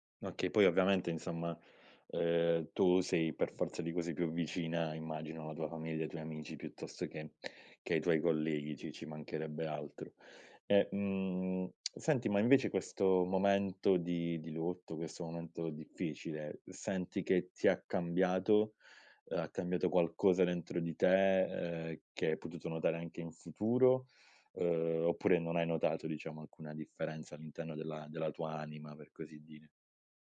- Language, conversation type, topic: Italian, podcast, Cosa ti ha insegnato l’esperienza di affrontare una perdita importante?
- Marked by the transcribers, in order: other background noise; tsk